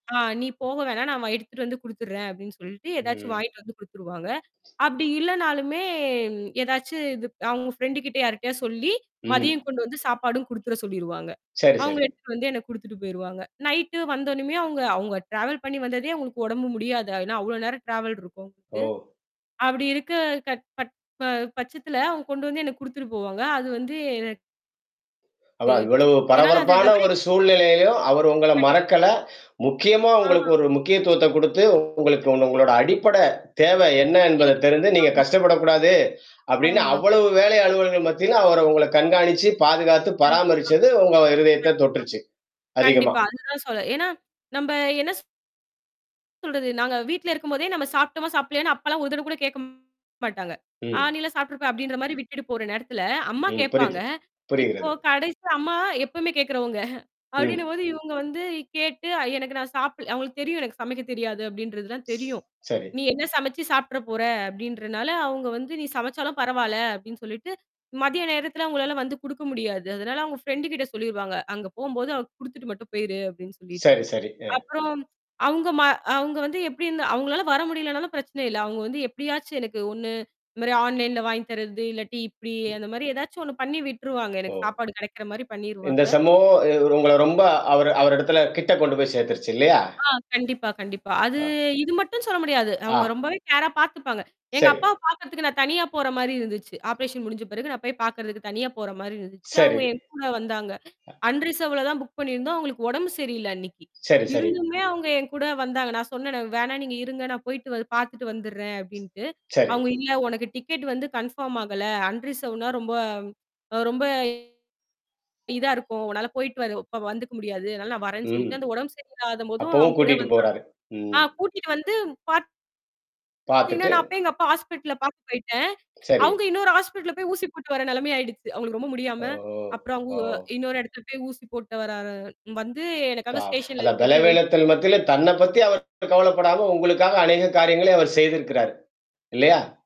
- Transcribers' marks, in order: other background noise; distorted speech; in English: "ட்ராவல்"; in English: "ட்ராவல்"; unintelligible speech; unintelligible speech; laughing while speaking: "எப்பவுமே கேட்கறவங்க"; mechanical hum; in English: "ஆன்லைன்ல"; drawn out: "அது"; in English: "கேரா"; in English: "அன் ரிசர்வ்ல"; in English: "புக்"; in English: "கன்ஃபார்ம்"; in English: "அன்ரிசவர்ட்டுனா"; unintelligible speech; other noise
- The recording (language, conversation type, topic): Tamil, podcast, திடீரென சந்தித்த ஒருவரால் உங்கள் வாழ்க்கை முற்றிலும் மாறிய அனுபவம் உங்களுக்குண்டா?